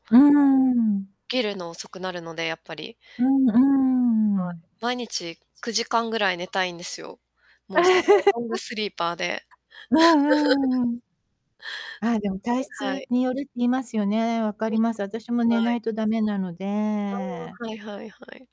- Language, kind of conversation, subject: Japanese, podcast, 朝は普段どのように過ごしていますか？
- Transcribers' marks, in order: drawn out: "うーん"; other background noise; static; distorted speech; drawn out: "うん"; chuckle; in English: "ロングスリーパー"; laugh; unintelligible speech; unintelligible speech; drawn out: "なので"